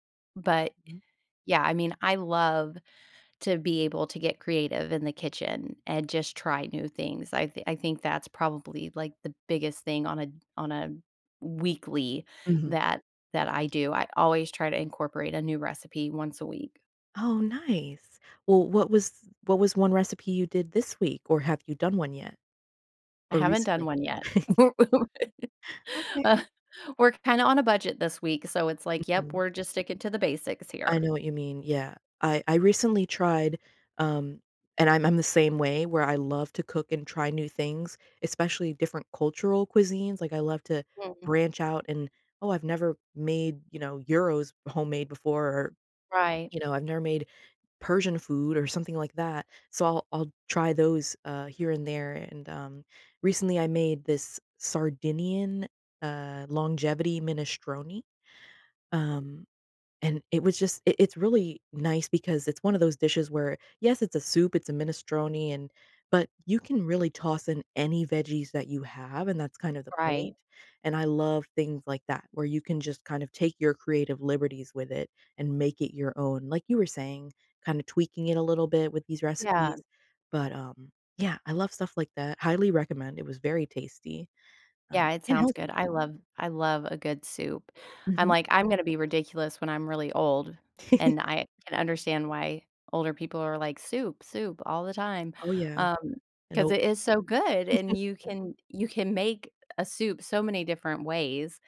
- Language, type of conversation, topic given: English, unstructured, What habits help me feel more creative and open to new ideas?
- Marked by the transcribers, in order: other background noise; chuckle; laugh; tapping; laugh; chuckle